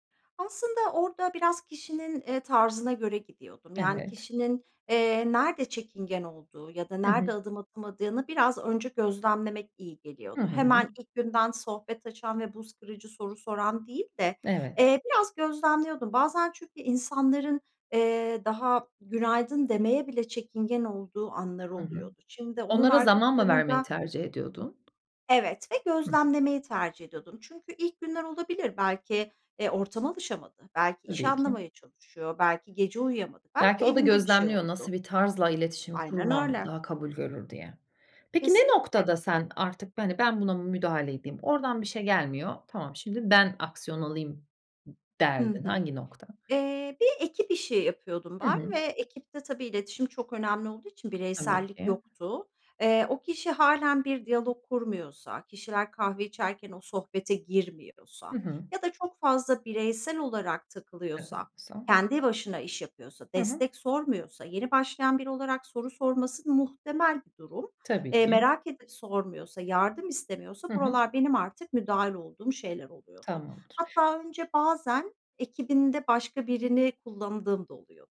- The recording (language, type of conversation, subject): Turkish, podcast, İnsanlarla bağ kurmak için hangi soruları sorarsın?
- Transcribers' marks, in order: other background noise; tapping; unintelligible speech